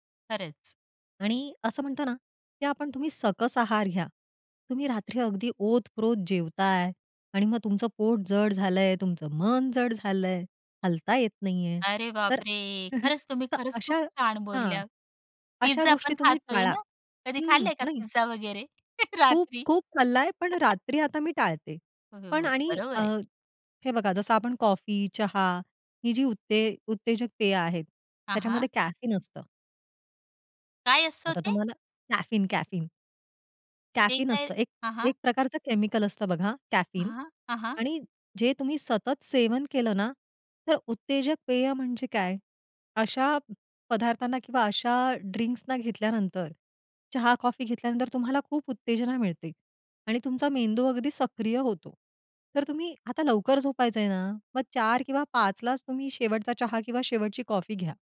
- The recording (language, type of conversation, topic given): Marathi, podcast, ठराविक वेळेवर झोपण्याची सवय कशी रुजवली?
- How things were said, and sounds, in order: chuckle; other background noise; laughing while speaking: "रात्री?"; chuckle; in English: "कॅफीन"; in English: "कॅफीन कॅफीन"; in English: "कॅफीन"; in English: "कॅफीन"; tapping